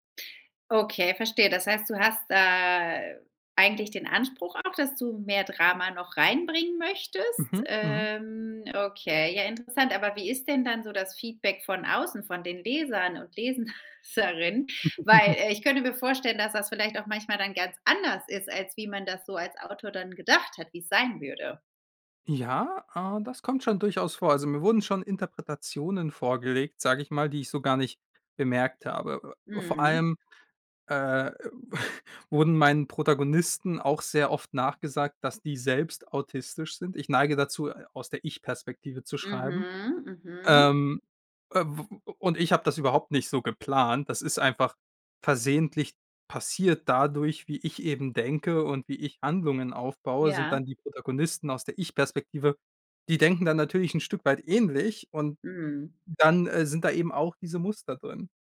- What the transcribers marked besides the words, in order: drawn out: "da"; laughing while speaking: "Leserinnen?"; chuckle; chuckle
- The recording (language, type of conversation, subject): German, podcast, Was macht eine fesselnde Geschichte aus?